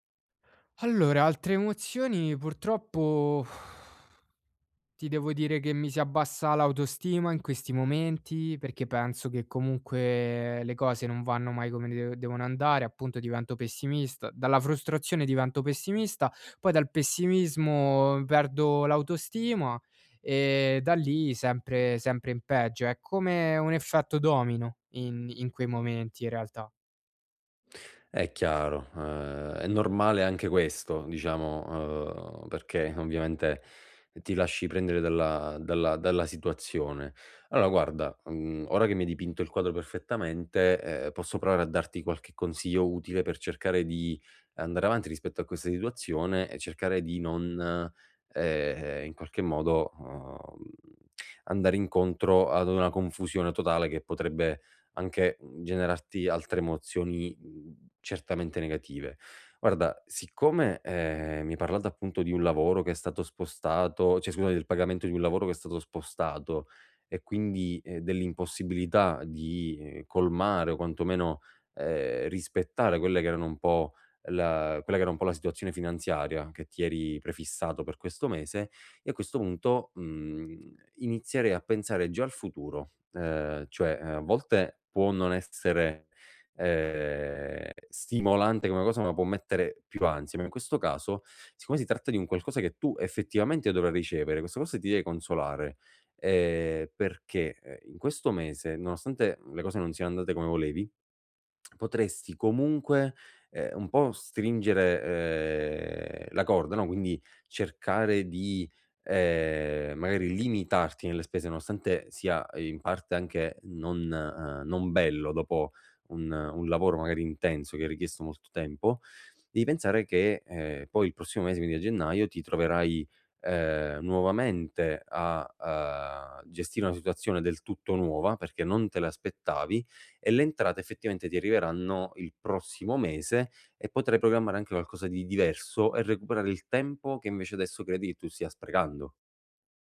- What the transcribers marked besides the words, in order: exhale; other background noise; lip smack
- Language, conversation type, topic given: Italian, advice, Come posso adattarmi quando un cambiamento improvviso mi fa sentire fuori controllo?